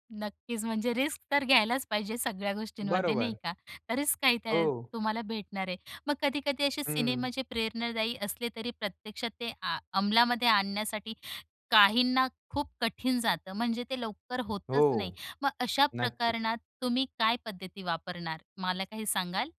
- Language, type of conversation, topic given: Marathi, podcast, सिनेमा पाहून प्रेरणा मिळाल्यावर तू काय काय टिपून ठेवतोस?
- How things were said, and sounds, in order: in English: "रिस्क"; tapping